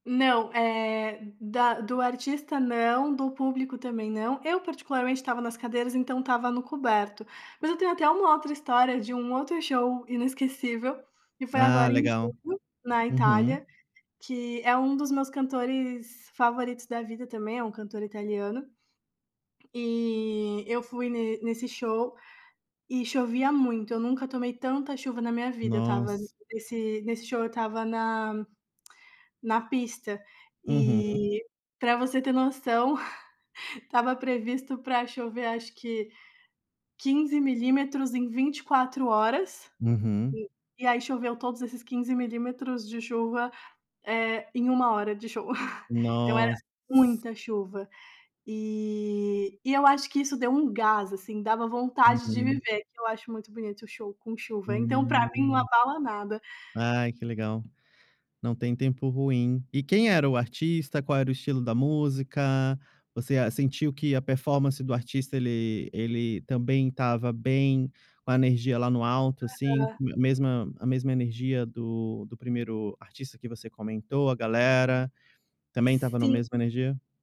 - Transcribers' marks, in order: tapping; tongue click; chuckle; chuckle
- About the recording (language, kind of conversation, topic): Portuguese, podcast, Qual show foi inesquecível pra você?